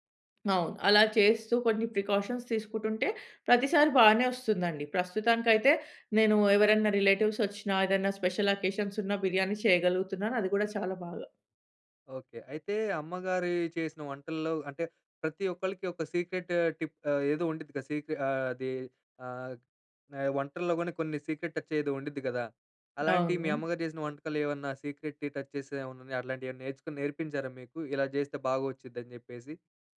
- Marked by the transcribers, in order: in English: "ప్రికాషన్"; in English: "రిలేటివ్స్"; in English: "స్పెషల్ అకేషన్స్"; in English: "సీక్రెట్ టిప్"; in English: "సీక్రెట్"; in English: "సీక్రెట్ టచ్"; in English: "సీక్రె‌ట్‌ని టచ్"
- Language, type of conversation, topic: Telugu, podcast, అమ్మ వండే వంటల్లో మీకు ప్రత్యేకంగా గుర్తుండే విషయం ఏమిటి?